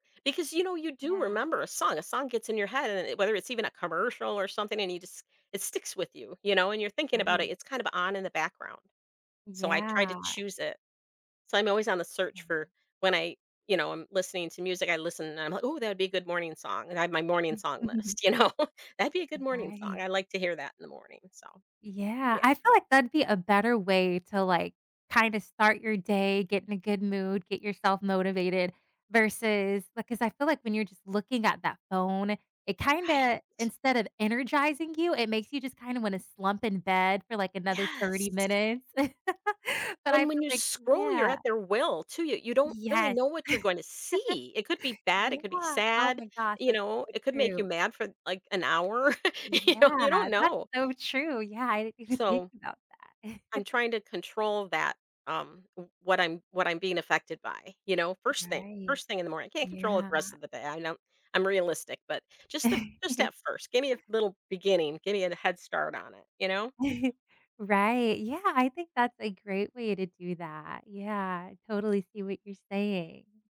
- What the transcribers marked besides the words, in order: chuckle; laughing while speaking: "you know"; laugh; laughing while speaking: "yeah, oh, my gosh"; laughing while speaking: "you know"; laughing while speaking: "I didn't even think"; chuckle; laugh; other background noise; chuckle
- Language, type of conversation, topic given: English, unstructured, How do you think technology use is affecting our daily lives and relationships?
- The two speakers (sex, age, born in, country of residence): female, 30-34, United States, United States; female, 60-64, United States, United States